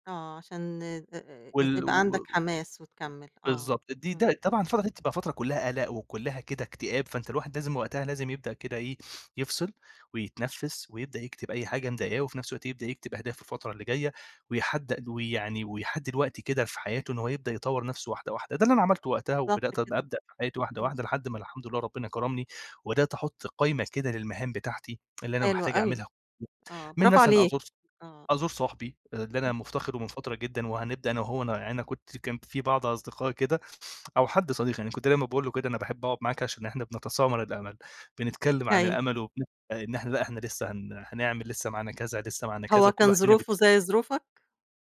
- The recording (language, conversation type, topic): Arabic, podcast, إيه نصيحتك لحد جديد حاسس إنه عالق ومش عارف يطلع من اللي هو فيه؟
- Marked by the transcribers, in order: unintelligible speech